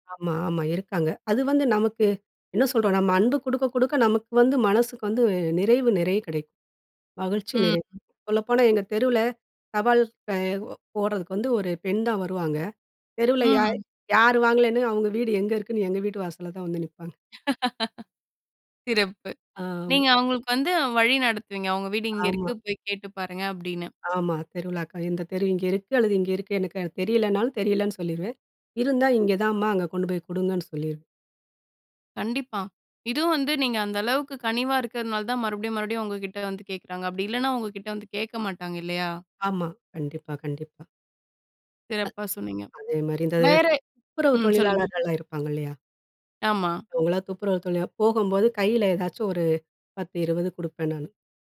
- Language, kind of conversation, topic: Tamil, podcast, அன்பை வெளிப்படுத்தும்போது சொற்களையா, செய்கைகளையா—எதையே நீங்கள் அதிகம் நம்புவீர்கள்?
- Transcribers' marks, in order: other background noise; laugh; unintelligible speech